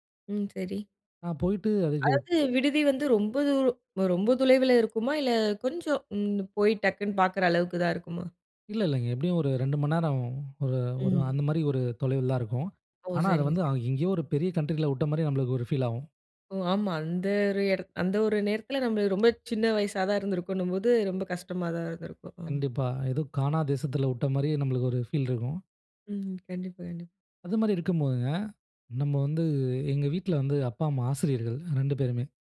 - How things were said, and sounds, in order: in English: "கண்ட்ரி"; in English: "ஃபீல்"; in English: "ஃபீல்"
- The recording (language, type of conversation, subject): Tamil, podcast, குடும்பம் உங்கள் முடிவுக்கு எப்படி பதிலளித்தது?